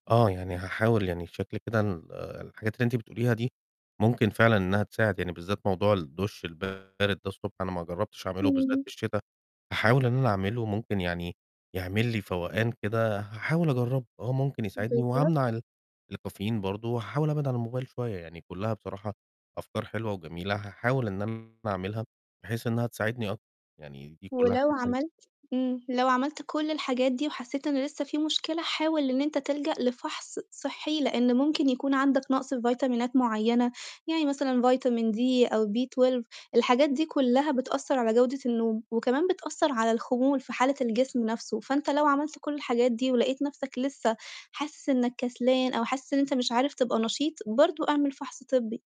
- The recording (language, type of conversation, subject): Arabic, advice, إيه سبب النعاس الشديد أثناء النهار اللي بيعرقل شغلي وتركيزي؟
- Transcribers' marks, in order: distorted speech; in English: "D"; in English: "B12"